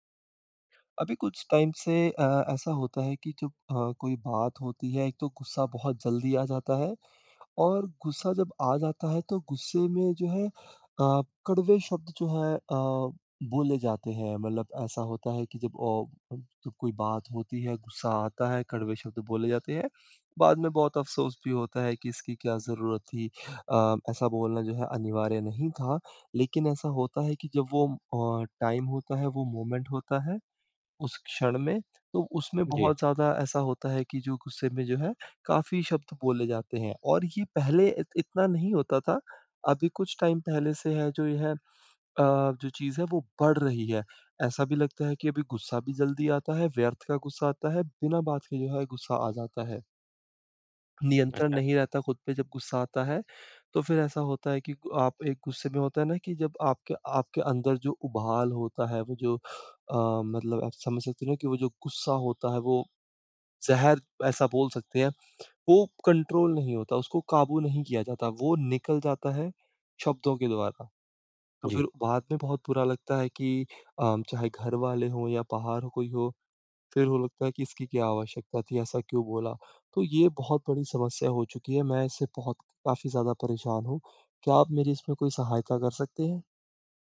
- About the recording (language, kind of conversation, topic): Hindi, advice, मैं गुस्से में बार-बार कठोर शब्द क्यों बोल देता/देती हूँ?
- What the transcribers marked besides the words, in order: in English: "टाइम"; other background noise; in English: "टाइम"; in English: "मोमेंट"; in English: "टाइम"; in English: "कंट्रोल"